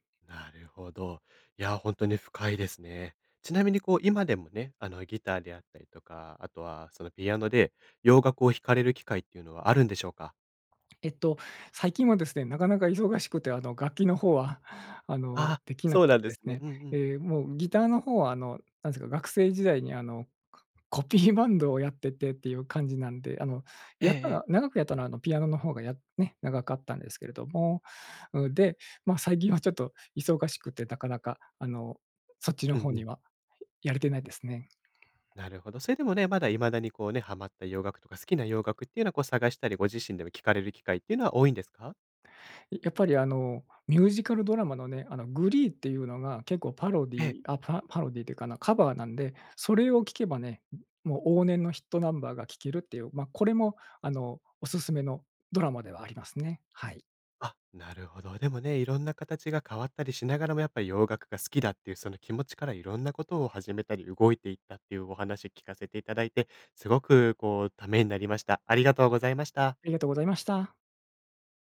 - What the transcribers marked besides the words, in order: tapping; laughing while speaking: "コ コピーバンド"; unintelligible speech
- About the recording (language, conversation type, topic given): Japanese, podcast, 子どもの頃の音楽体験は今の音楽の好みに影響しますか？